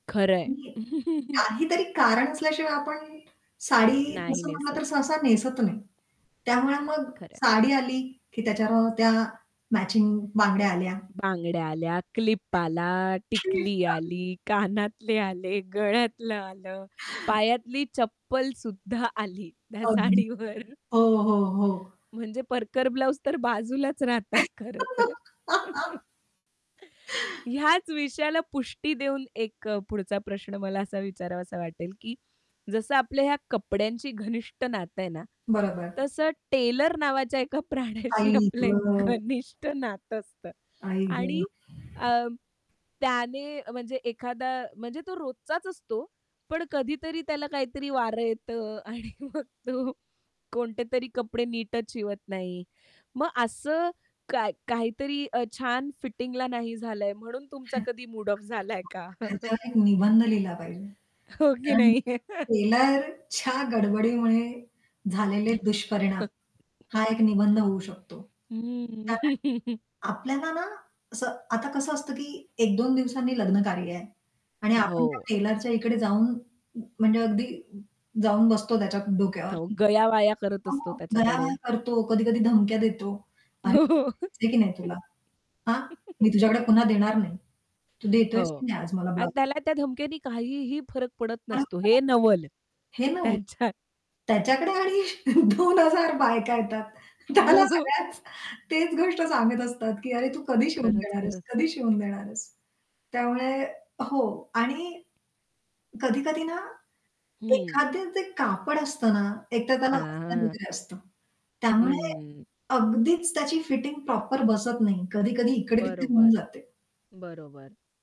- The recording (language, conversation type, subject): Marathi, podcast, कपड्यांमुळे तुमचा मूड बदलतो का?
- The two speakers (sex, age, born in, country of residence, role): female, 30-34, India, India, host; female, 40-44, India, India, guest
- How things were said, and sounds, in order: static; unintelligible speech; distorted speech; chuckle; horn; tapping; other background noise; unintelligible speech; laughing while speaking: "कानातले आले, गळ्यातलं आलं"; laughing while speaking: "त्या साडीवर"; laugh; laughing while speaking: "खरंतर"; chuckle; laughing while speaking: "प्राण्याशी आपलं एक घनिष्ठ नातं असतं"; laughing while speaking: "आणि मग तो"; chuckle; laughing while speaking: "झालाय का?"; chuckle; laughing while speaking: "हो की नाही?"; laughing while speaking: "टेलरच्या"; laugh; chuckle; laugh; unintelligible speech; laughing while speaking: "हो"; laugh; unintelligible speech; laughing while speaking: "दोन हजार बायका येतात. त्याला सगळ्याच तेच गोष्ट सांगत असतात की"; laughing while speaking: "त्याच्या"; laughing while speaking: "हो"; in English: "प्रॉपर"